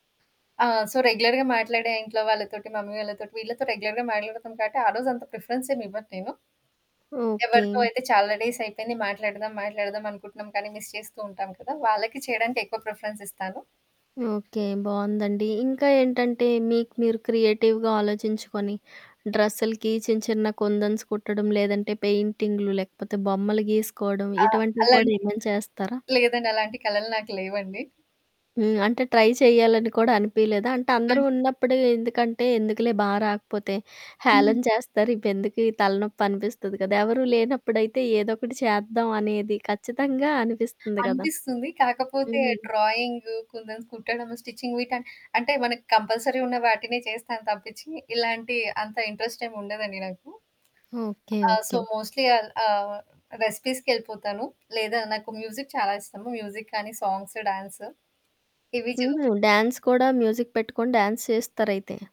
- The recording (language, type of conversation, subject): Telugu, podcast, ఒంటరిగా ఉండటం మీకు భయం కలిగిస్తుందా, లేక ప్రశాంతతనిస్తుందా?
- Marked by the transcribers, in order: in English: "సో, రెగ్యులర్‌గా"; in English: "మమ్మీ"; in English: "రెగ్యులర్‌గా"; in English: "ప్రిఫరెన్స్"; in English: "మిస్"; in English: "ప్రిఫరెన్స్"; in English: "క్రియేటివ్‌గా"; in Hindi: "కుందన్స్"; distorted speech; in English: "ట్రై"; other background noise; in Hindi: "కుందన్స్"; in English: "స్టిచ్చింగ్"; in English: "కంపల్సరీ"; in English: "సో, మోస్ట్‌లీ"; in English: "రెసిపీస్‌కెళ్ళిపోతాను"; in English: "మ్యూజిక్"; in English: "మ్యూజిక్"; in English: "డాన్స్"; in English: "మ్యూజిక్"; in English: "డాన్స్"